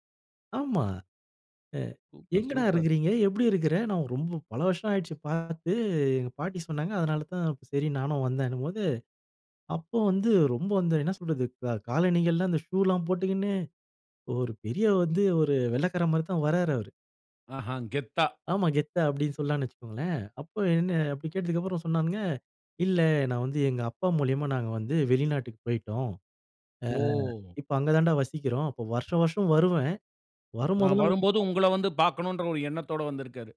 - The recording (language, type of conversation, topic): Tamil, podcast, பால்யகாலத்தில் நடந்த மறக்கமுடியாத ஒரு நட்பு நிகழ்வைச் சொல்ல முடியுமா?
- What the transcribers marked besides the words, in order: other noise